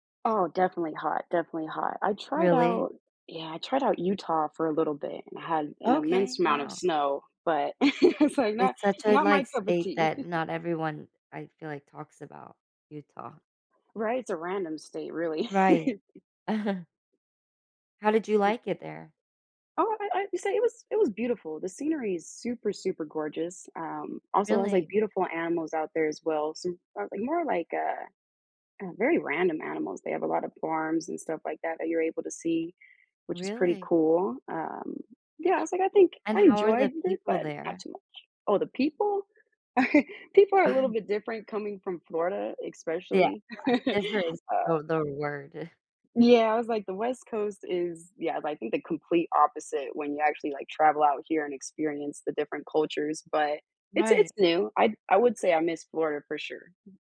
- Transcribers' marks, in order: chuckle; chuckle; tapping; chuckle; chuckle; other background noise
- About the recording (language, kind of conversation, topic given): English, unstructured, How might having a special ability change the way we connect with nature and the world around us?
- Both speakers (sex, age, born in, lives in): female, 30-34, United States, United States; female, 35-39, Turkey, United States